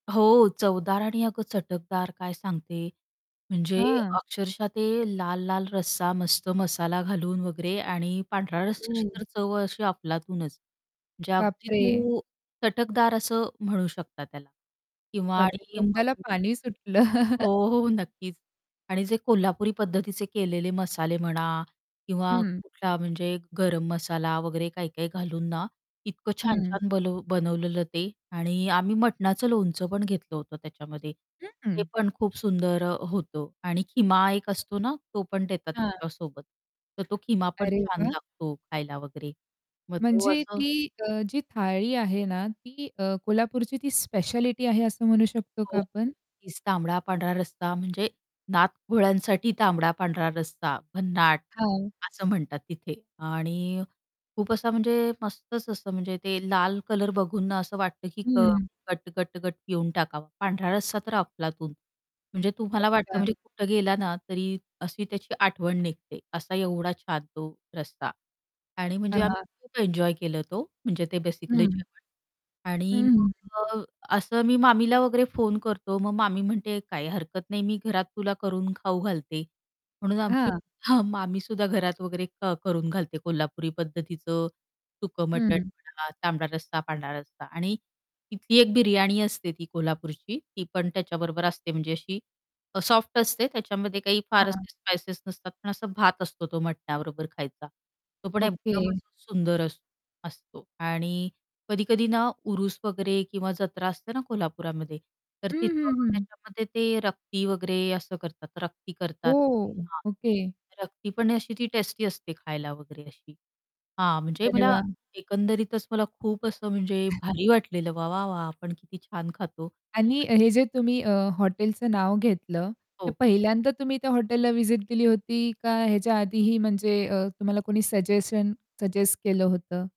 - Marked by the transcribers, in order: static; distorted speech; stressed: "तू"; unintelligible speech; laughing while speaking: "सुटलं"; tapping; unintelligible speech; other background noise; in English: "बेसिकली"; in English: "स्पाइसेस"; mechanical hum; in English: "व्हिजिट"; in English: "सजेशन"
- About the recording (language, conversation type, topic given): Marathi, podcast, कोणत्या ठिकाणच्या स्थानिक जेवणाने तुम्हाला खास चटका दिला?